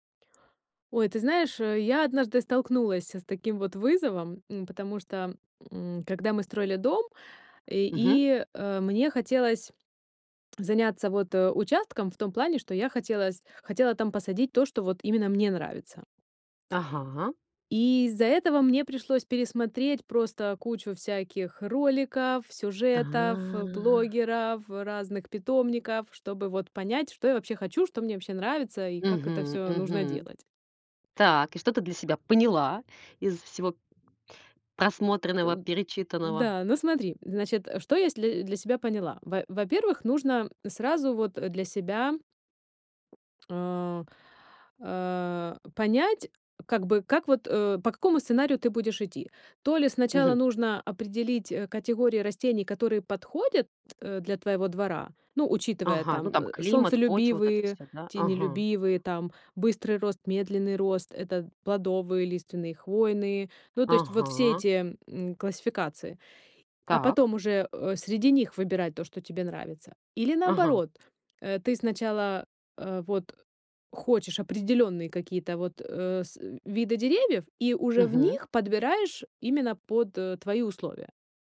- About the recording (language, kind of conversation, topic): Russian, podcast, С чего правильно начать посадку деревьев вокруг дома?
- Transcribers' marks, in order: none